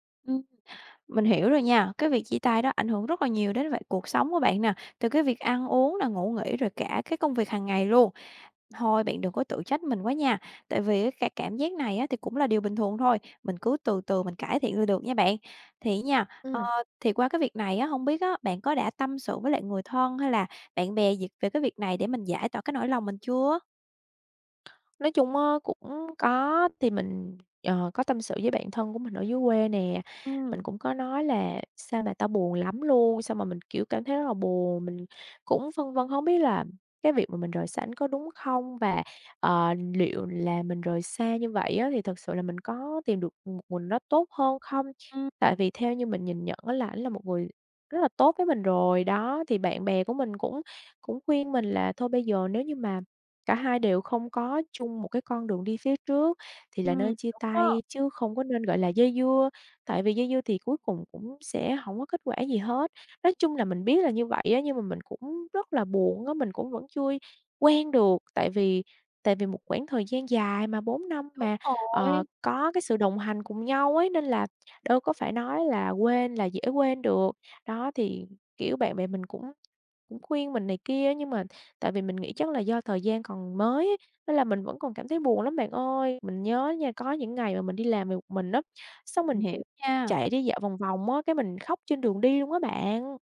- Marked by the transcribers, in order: tapping; other background noise
- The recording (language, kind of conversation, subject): Vietnamese, advice, Sau khi chia tay một mối quan hệ lâu năm, vì sao tôi cảm thấy trống rỗng và vô cảm?